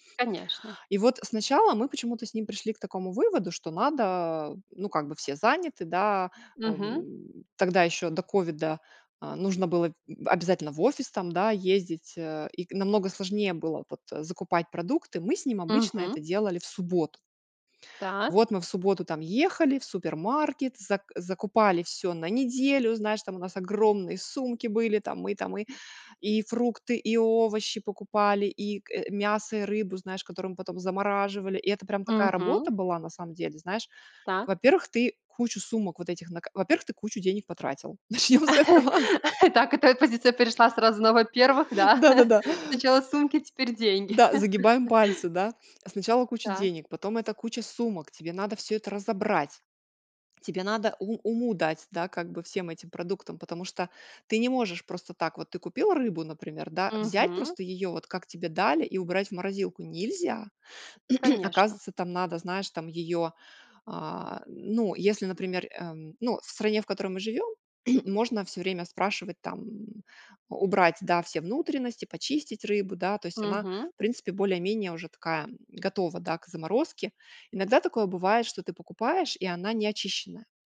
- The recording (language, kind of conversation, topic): Russian, podcast, Как уменьшить пищевые отходы в семье?
- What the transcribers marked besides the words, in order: laughing while speaking: "начнем с этого"; laugh; chuckle; tapping; laugh; swallow; throat clearing; throat clearing